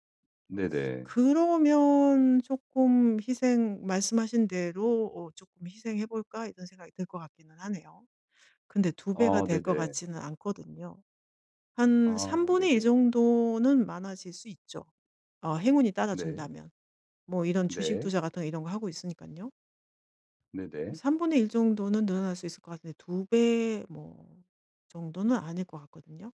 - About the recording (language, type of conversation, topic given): Korean, advice, 장기적으로 얻을 이익을 위해 단기적인 만족을 포기해야 할까요?
- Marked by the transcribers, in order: none